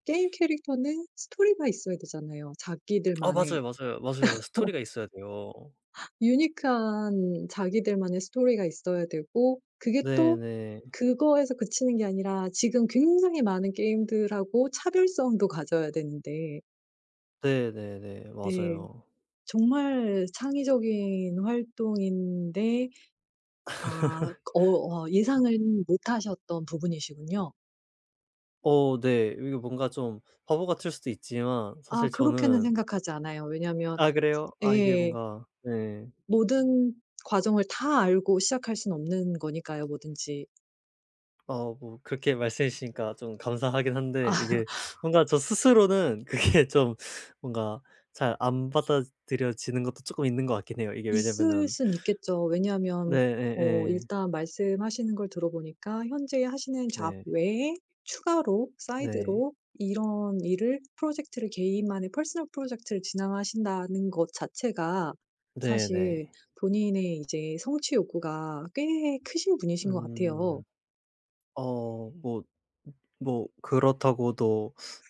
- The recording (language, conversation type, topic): Korean, advice, 동기와 집중력이 자꾸 떨어질 때 창의적 연습을 어떻게 꾸준히 이어갈 수 있을까요?
- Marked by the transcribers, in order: laugh; in English: "유니크한"; other background noise; laugh; unintelligible speech; tapping; laugh; laughing while speaking: "그게"; put-on voice: "퍼스널"; unintelligible speech